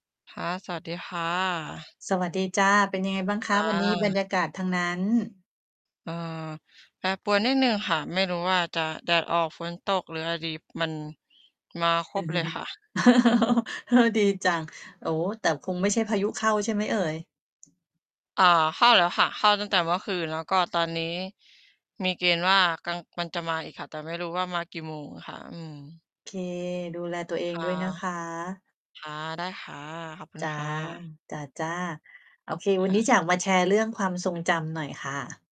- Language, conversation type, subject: Thai, unstructured, เพลงไหนที่ทำให้คุณนึกถึงตอนเป็นเด็ก?
- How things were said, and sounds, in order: laugh; distorted speech; unintelligible speech; tapping